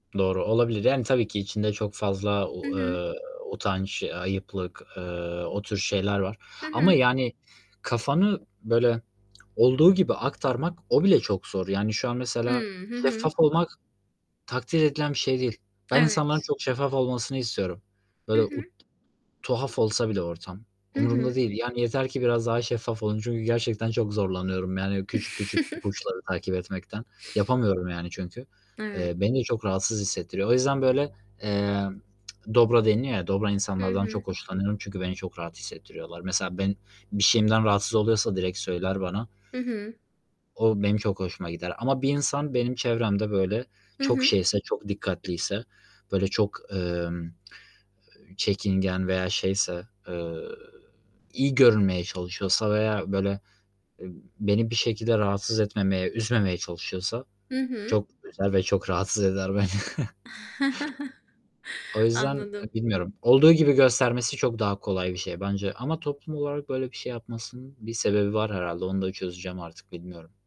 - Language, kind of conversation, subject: Turkish, unstructured, Topluluk içinde gerçek benliğimizi göstermemiz neden zor olabilir?
- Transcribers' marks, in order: static; other background noise; distorted speech; tapping; giggle; tongue click; chuckle